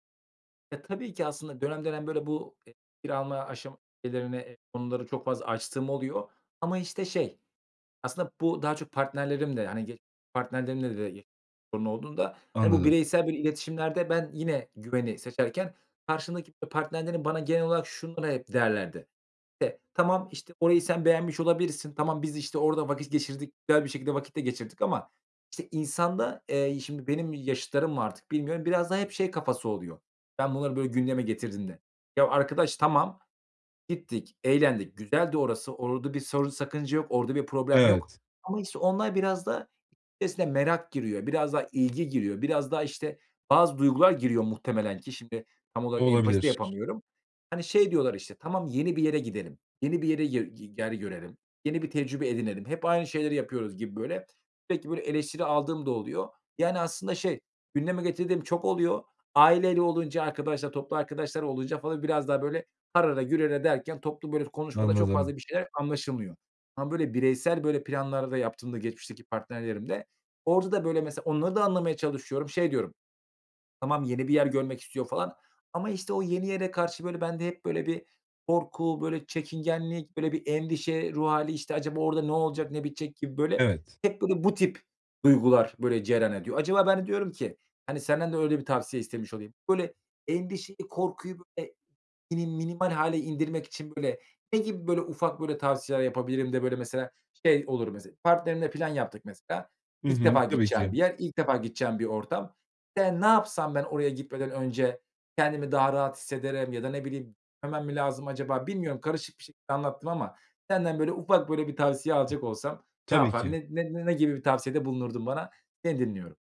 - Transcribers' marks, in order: unintelligible speech; unintelligible speech; tapping; other noise; other background noise; "harala gürele" said as "harara gürere"; unintelligible speech
- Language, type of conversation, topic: Turkish, advice, Yeni şeyler denemekten neden korkuyor veya çekingen hissediyorum?